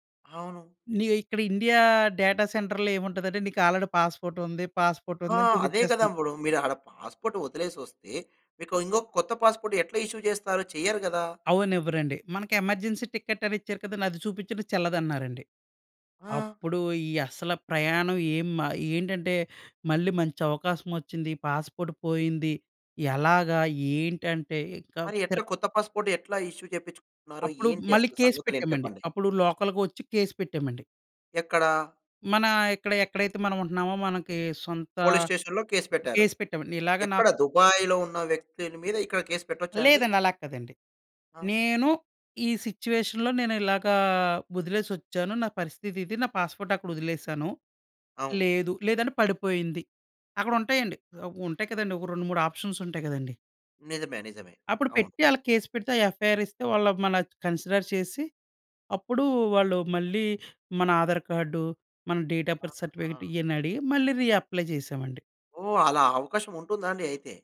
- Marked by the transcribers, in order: in English: "డేటా సెంటర్‌లో"; in English: "ఆల్రెడీ పాస్‌పోర్ట్"; in English: "పాస్‌పోర్ట్"; in English: "పాస్‌పోర్ట్"; in English: "పాస్‌పోర్ట్"; in English: "ఇష్యూ"; in English: "ఎమర్జెన్సీ టికెట్"; in English: "పాస్‌పోర్ట్"; in English: "పాస్‌పోర్ట్"; in English: "ఇష్యూ"; in English: "కేస్"; in English: "లోకల్‌గా"; in English: "కేస్"; in English: "పోలీస్ స్టేషన్‌లో కేస్"; in English: "కేస్"; in English: "సిట్యుయేషన్‌లో"; in English: "పాస్‌పోర్ట్"; in English: "ఆప్షన్స్"; in English: "కేస్"; in English: "యఫ్ఐఆర్"; in English: "కన్సిడర్"; in English: "ఆధార్"; in English: "డేట్ ఆఫ్ బర్త్ సర్టిఫికేట్"; in English: "రీఅప్లై"
- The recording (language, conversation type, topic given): Telugu, podcast, పాస్‌పోర్టు లేదా ఫోన్ కోల్పోవడం వల్ల మీ ప్రయాణం ఎలా మారింది?